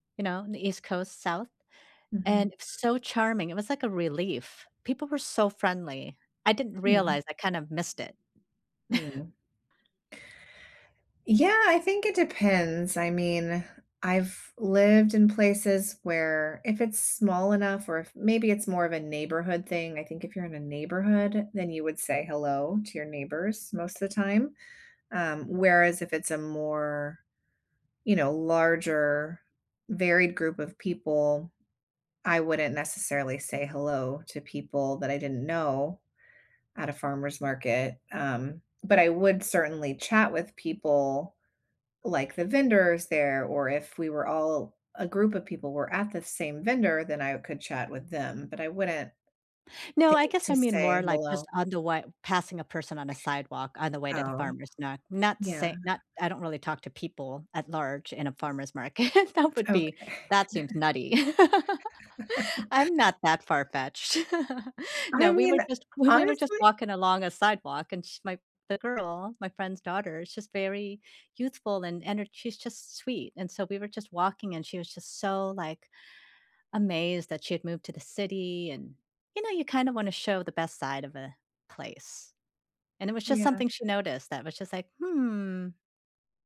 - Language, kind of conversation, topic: English, unstructured, How does technology shape trust and belonging in your everyday community life?
- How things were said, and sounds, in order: chuckle; laughing while speaking: "market"; chuckle; laugh; tapping; laugh